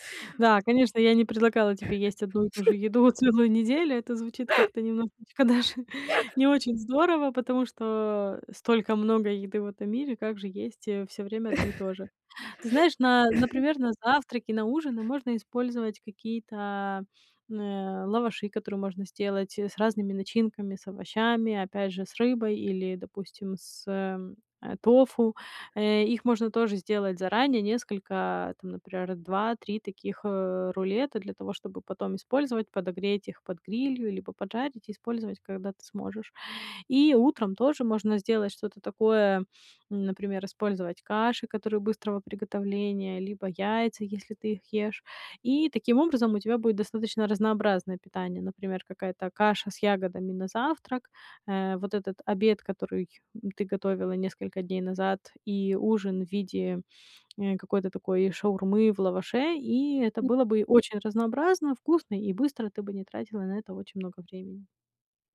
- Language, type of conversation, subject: Russian, advice, Как каждый день быстро готовить вкусную и полезную еду?
- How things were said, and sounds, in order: laugh; laughing while speaking: "даже"; chuckle